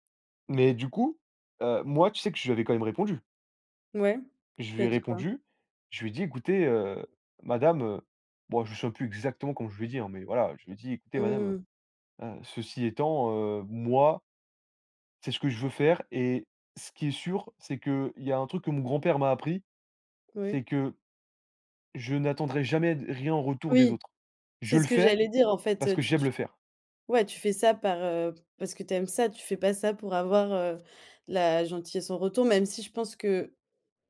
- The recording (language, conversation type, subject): French, podcast, Raconte-moi un moment où, à la maison, tu as appris une valeur importante.
- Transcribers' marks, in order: tapping; other background noise